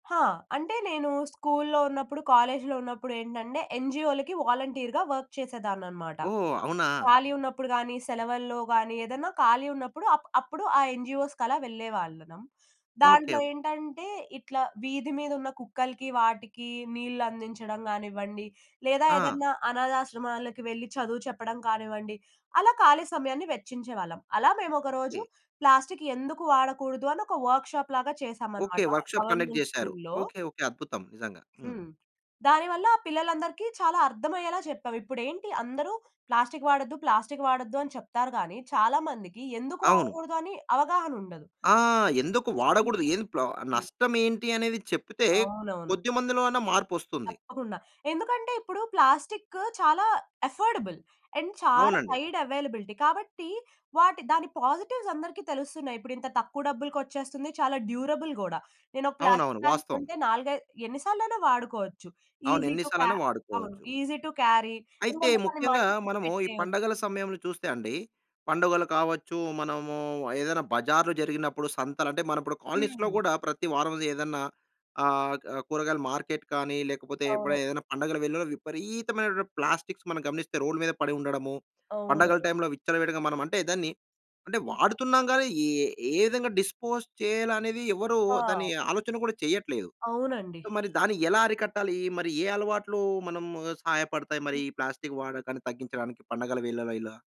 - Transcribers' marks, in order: in English: "కాలేజ్‌లో"; in English: "వాలంటీర్‌గా వర్క్"; in English: "ప్లాస్టిక్"; in English: "వర్క్‌షాప్"; in English: "వర్క్‌షాప్ కండక్ట్"; in English: "గవర్నమెంట్ స్కూల్‌లో"; in English: "ప్లాస్టిక్"; in English: "ప్లాస్టిక్"; in English: "అఫర్డబుల్. అండ్"; in English: "సైడ్ అవైలబిలిటీ"; in English: "పాజిటివ్స్"; in English: "డ్యూరబుల్"; in English: "ప్లాస్టిక్ బాగ్"; in English: "ఈజీ టు"; in English: "ఈజీ టు క్యారీ"; in English: "కాలనీస్‌లో"; in English: "మార్కెట్"; in English: "ప్లాస్టిక్స్"; other background noise; in English: "డిస్పోజ్"; in English: "ప్లాస్టిక్"
- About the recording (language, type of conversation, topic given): Telugu, podcast, ప్లాస్టిక్ వినియోగాన్ని తగ్గించుకోవడానికి ఏ సాధారణ అలవాట్లు సహాయపడతాయి?